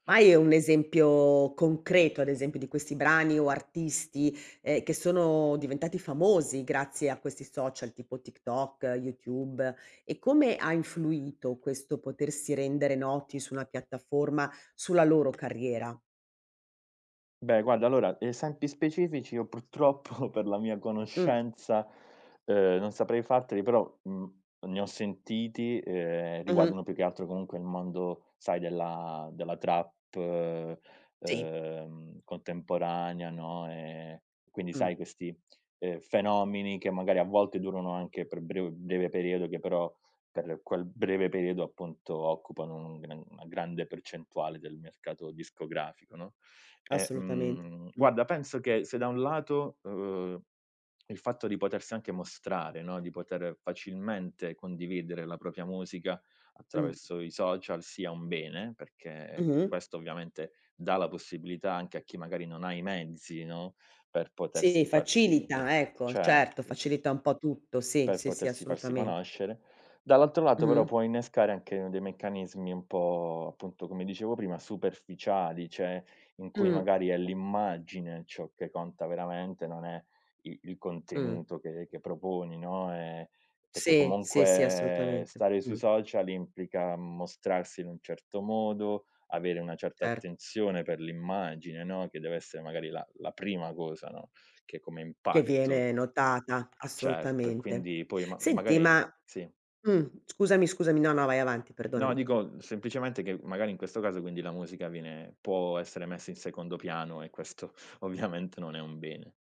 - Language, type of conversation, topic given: Italian, podcast, Come i social hanno cambiato il modo in cui ascoltiamo la musica?
- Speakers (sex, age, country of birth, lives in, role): female, 55-59, Italy, Italy, host; male, 30-34, Italy, Italy, guest
- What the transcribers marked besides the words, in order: chuckle; "fenomeni" said as "fenomini"; other background noise; "propria" said as "propia"; "cioè" said as "ceh"; "perché" said as "peché"; laughing while speaking: "ovviamente"